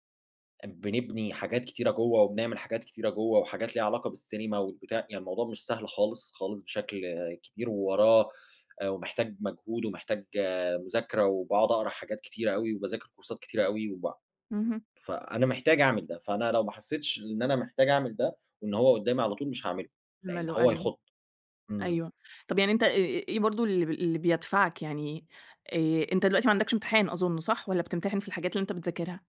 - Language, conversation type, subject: Arabic, podcast, إزاي تتخلّص من عادة التسويف وإنت بتذاكر؟
- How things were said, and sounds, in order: in English: "كورسات"; unintelligible speech